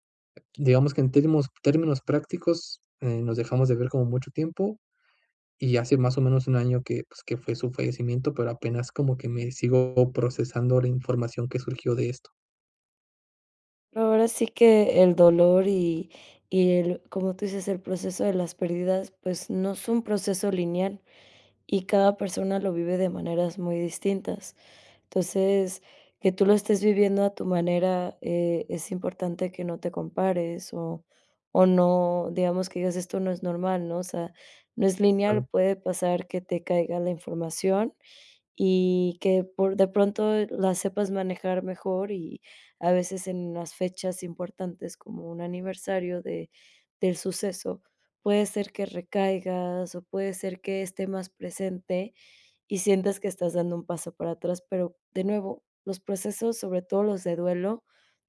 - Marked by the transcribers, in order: other background noise
- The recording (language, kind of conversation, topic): Spanish, advice, ¿Cómo me afecta pensar en mi ex todo el día y qué puedo hacer para dejar de hacerlo?